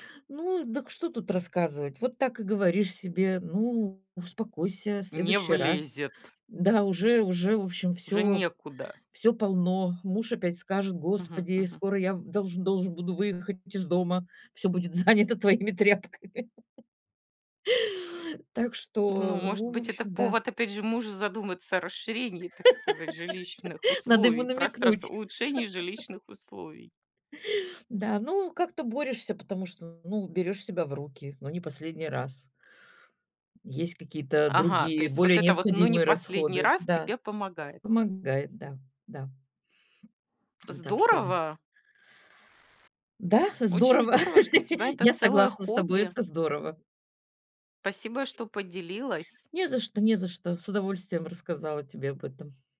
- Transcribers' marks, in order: laughing while speaking: "будет занято твоими тряпками'"; laugh; laugh; laugh; laugh
- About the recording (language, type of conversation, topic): Russian, podcast, Что вы думаете о секонд-хенде и винтаже?